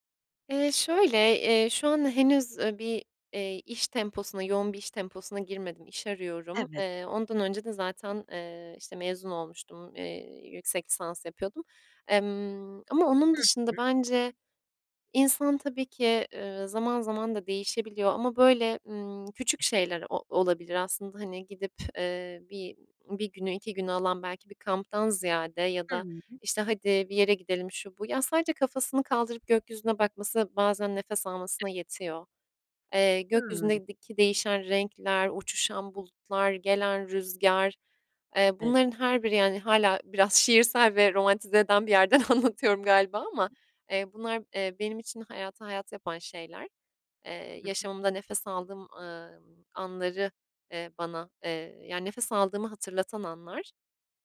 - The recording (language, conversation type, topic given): Turkish, podcast, Yıldızlı bir gece seni nasıl hissettirir?
- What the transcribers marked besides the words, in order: other background noise; tapping; laughing while speaking: "anlatıyorum"; unintelligible speech